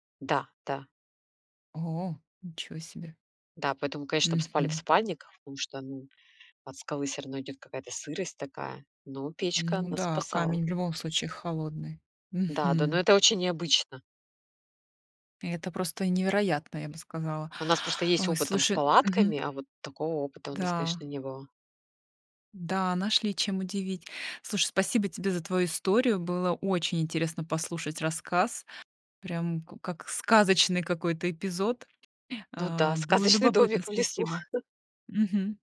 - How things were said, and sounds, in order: laughing while speaking: "сказочный домик в лесу"; other background noise; chuckle
- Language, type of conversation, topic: Russian, podcast, Что вам больше всего запомнилось в вашем любимом походе?